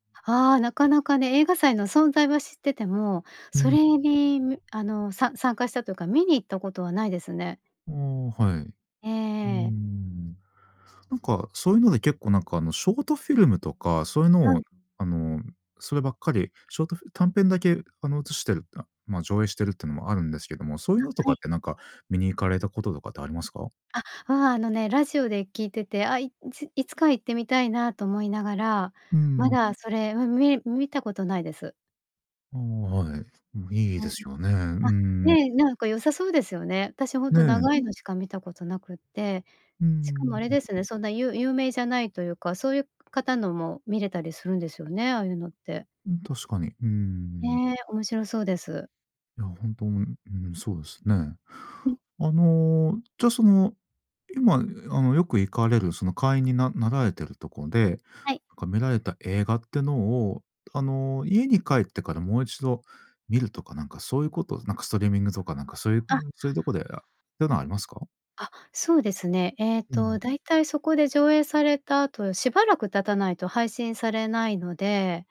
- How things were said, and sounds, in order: other background noise; unintelligible speech
- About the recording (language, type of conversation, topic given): Japanese, podcast, 映画は映画館で観るのと家で観るのとでは、どちらが好きですか？